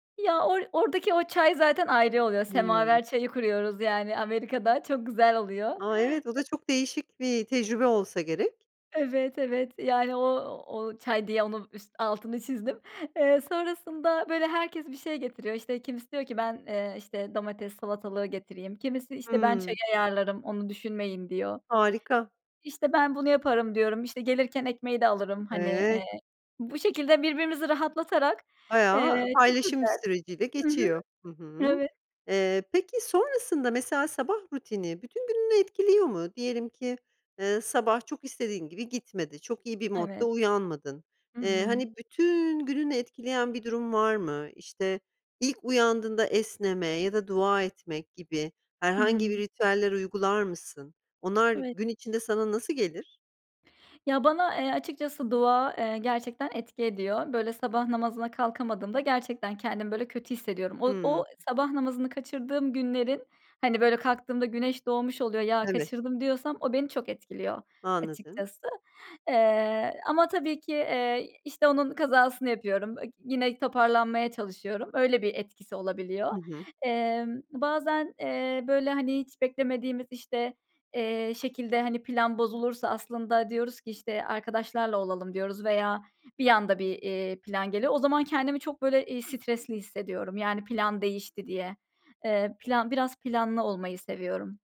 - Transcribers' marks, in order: other background noise; tapping; unintelligible speech
- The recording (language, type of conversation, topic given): Turkish, podcast, Sabah uyandığınızda ilk yaptığınız şeyler nelerdir?